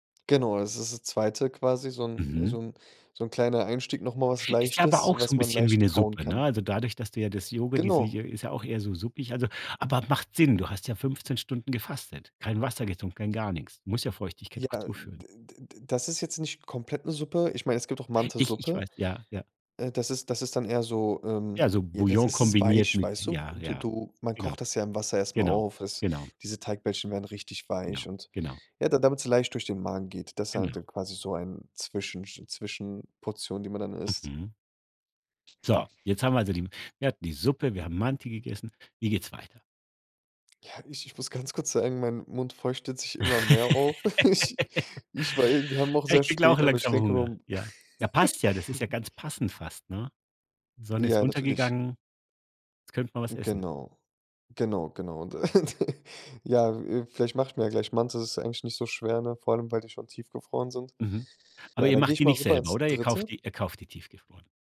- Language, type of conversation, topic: German, podcast, Wie planst du ein Menü für Gäste, ohne in Stress zu geraten?
- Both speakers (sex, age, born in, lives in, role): male, 25-29, Germany, Germany, guest; male, 50-54, Germany, Germany, host
- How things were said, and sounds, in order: other background noise; chuckle; chuckle; tapping; chuckle